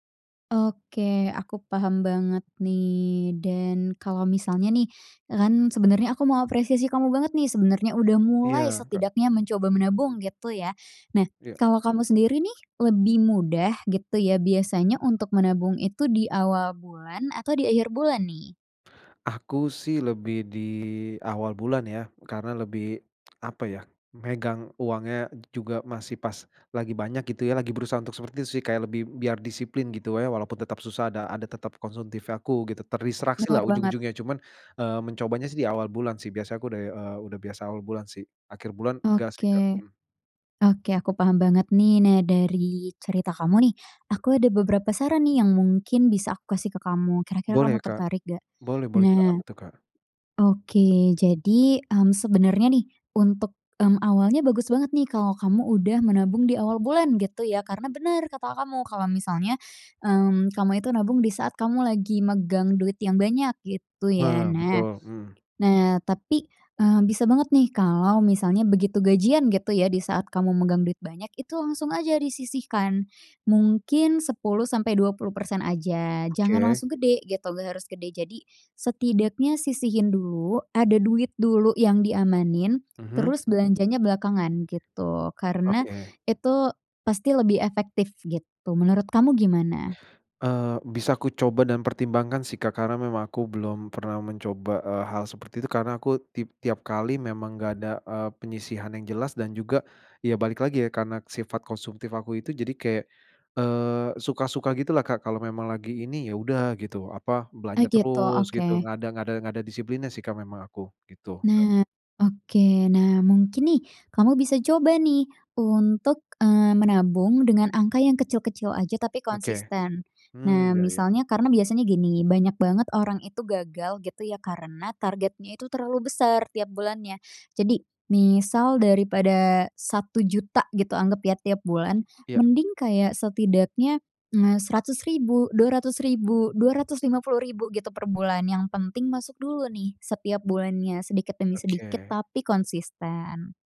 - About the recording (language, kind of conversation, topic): Indonesian, advice, Mengapa saya kesulitan menabung secara konsisten setiap bulan?
- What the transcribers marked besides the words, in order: tapping; lip smack; other background noise